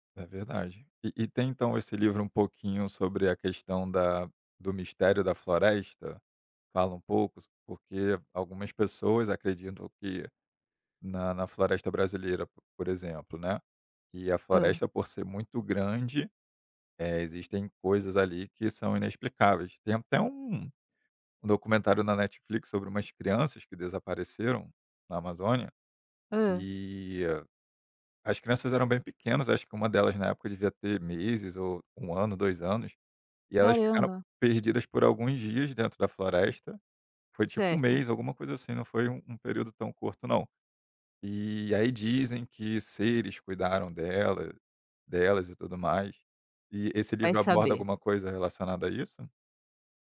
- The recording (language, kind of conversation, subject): Portuguese, podcast, Qual personagem de livro mais te marcou e por quê?
- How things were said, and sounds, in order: tapping